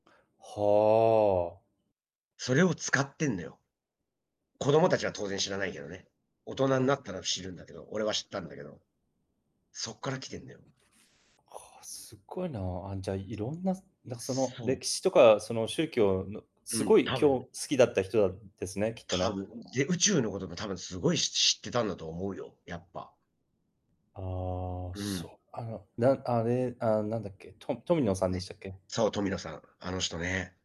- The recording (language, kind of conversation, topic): Japanese, unstructured, 子どものころ、好きだったアニメは何ですか？
- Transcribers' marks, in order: distorted speech